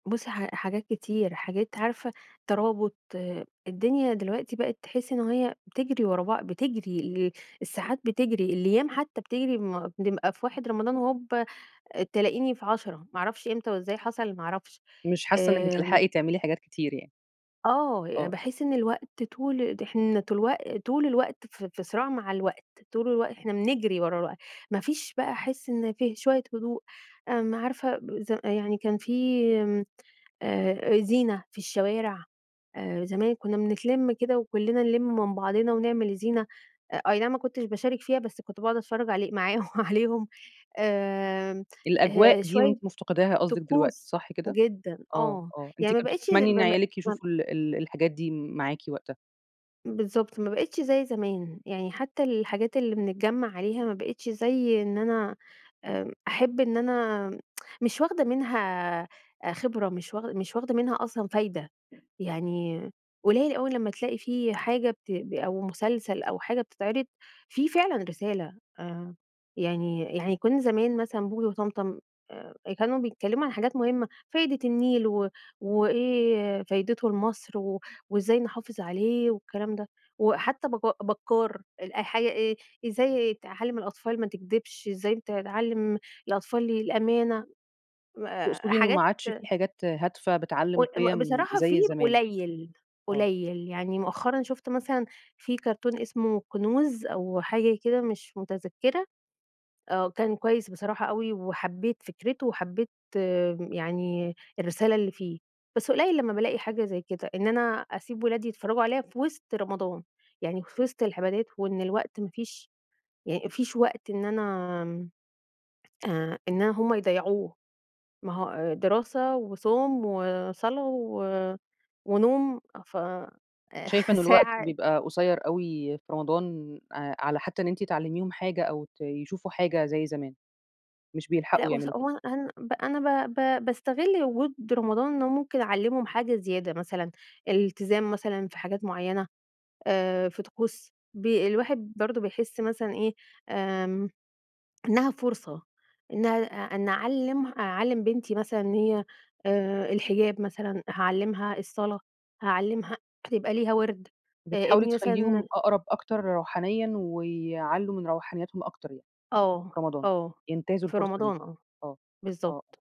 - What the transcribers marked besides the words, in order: laughing while speaking: "معاهم عليهم"; tsk; other background noise; tapping; laughing while speaking: "ساعة"; other noise
- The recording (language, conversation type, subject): Arabic, podcast, إزاي بتجهز من بدري لرمضان أو للعيد؟